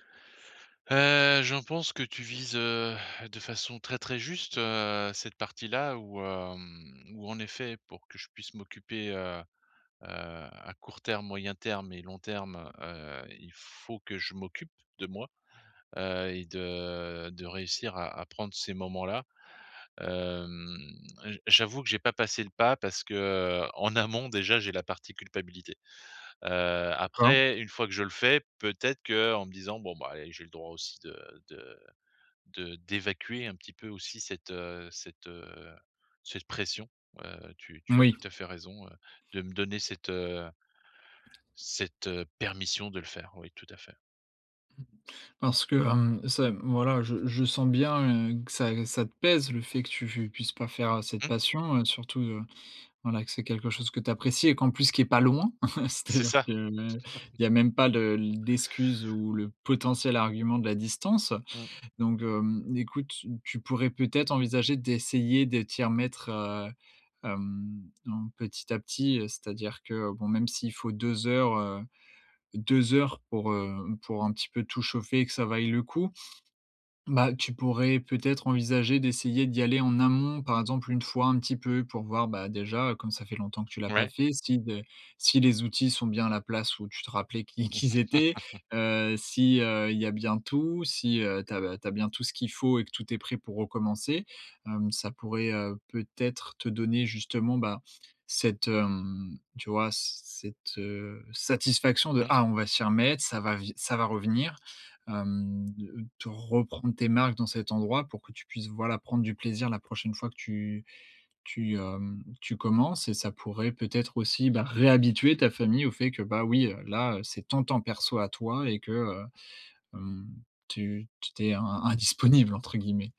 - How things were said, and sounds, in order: drawn out: "hem"; drawn out: "Hem"; stressed: "permission"; chuckle; laugh; stressed: "reprendre"
- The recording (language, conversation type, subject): French, advice, Comment trouver du temps pour mes passions malgré un emploi du temps chargé ?